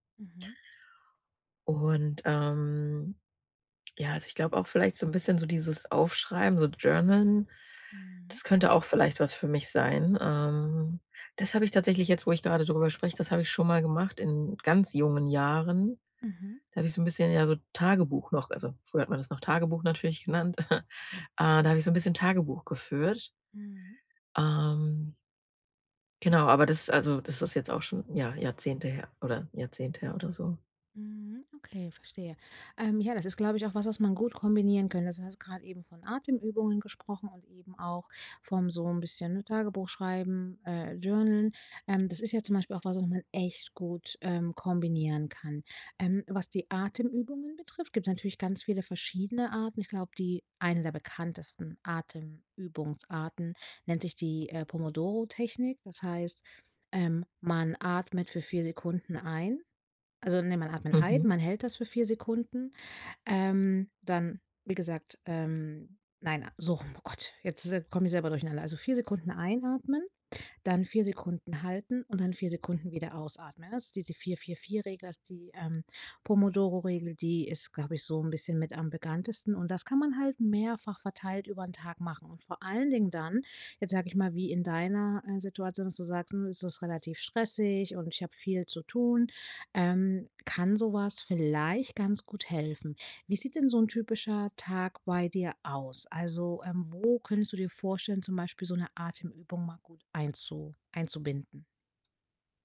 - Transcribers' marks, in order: chuckle; in English: "journalen"
- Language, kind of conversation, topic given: German, advice, Wie kann ich eine einfache tägliche Achtsamkeitsroutine aufbauen und wirklich beibehalten?